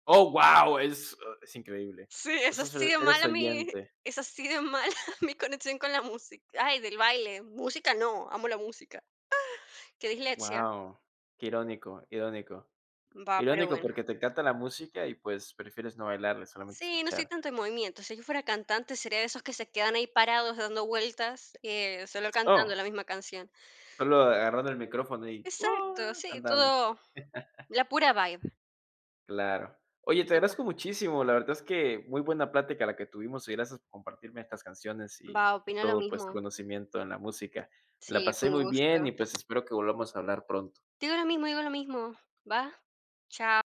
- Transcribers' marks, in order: surprised: "¡Oh, guau!"; laughing while speaking: "Sí, es así de mala mi es así de mala"; tapping; other background noise; put-on voice: "Oh"; laugh
- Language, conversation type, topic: Spanish, podcast, ¿Qué canción te marcó durante tu adolescencia?
- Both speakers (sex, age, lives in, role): female, 50-54, Portugal, guest; male, 20-24, United States, host